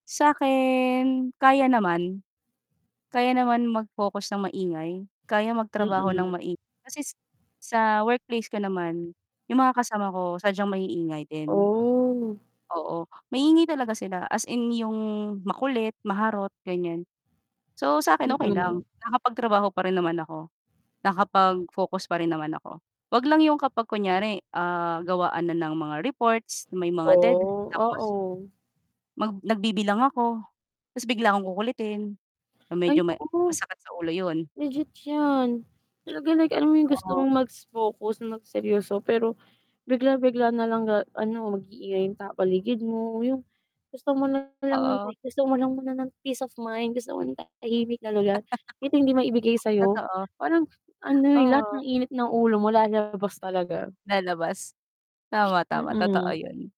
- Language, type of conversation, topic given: Filipino, unstructured, Ano ang nararamdaman mo kapag may taong masyadong maingay sa paligid?
- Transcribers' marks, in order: static; distorted speech; laugh; tapping; other background noise